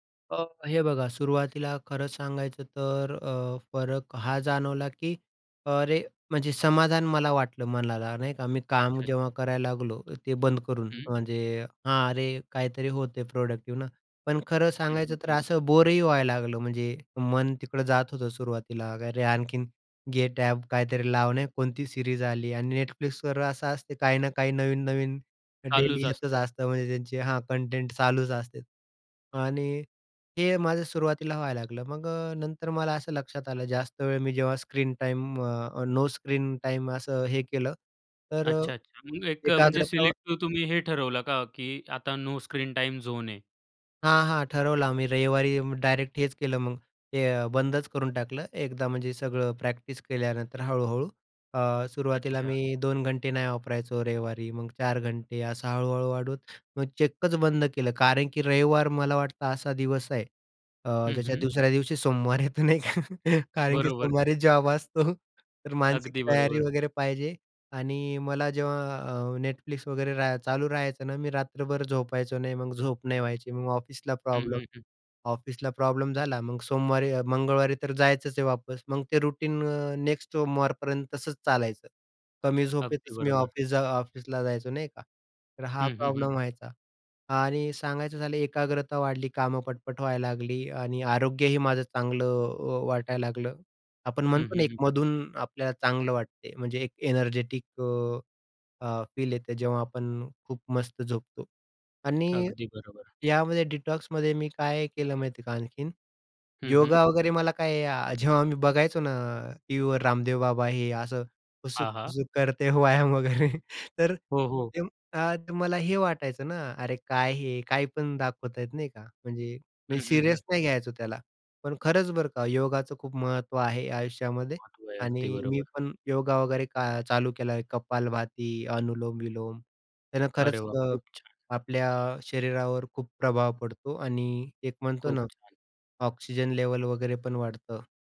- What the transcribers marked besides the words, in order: in English: "डेली"; in English: "कंटेंट"; in English: "सिलेक्टीव"; in English: "नो स्क्रीन टाइम झोन"; laughing while speaking: "ज्याच्या दुसऱ्या दिवशी सोमवार येतो नाही का. कारण की सोमवारी जॉब असतो"; other background noise; in English: "रुटीन"; in English: "एनर्जेटिक"; tapping; in English: "डिटॉक्समध्ये"; laughing while speaking: "करते, व्यायाम वगैरे. तर तेव्हा"
- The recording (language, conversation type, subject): Marathi, podcast, डिजिटल वापरापासून थोडा विराम तुम्ही कधी आणि कसा घेता?